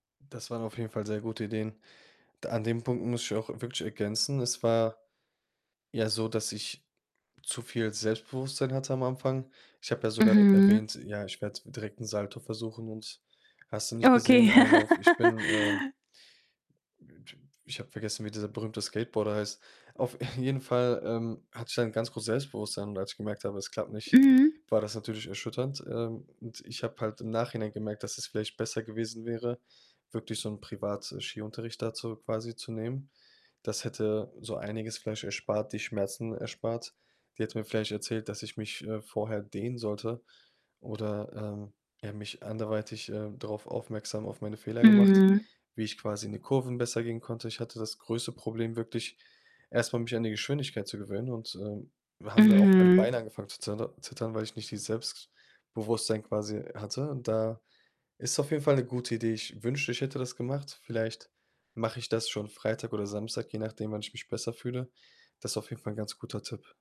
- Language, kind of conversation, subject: German, advice, Wie kann ich meine Urlaubspläne ändern, wenn Probleme auftreten?
- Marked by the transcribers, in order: other background noise; distorted speech; laughing while speaking: "Okay"; chuckle; snort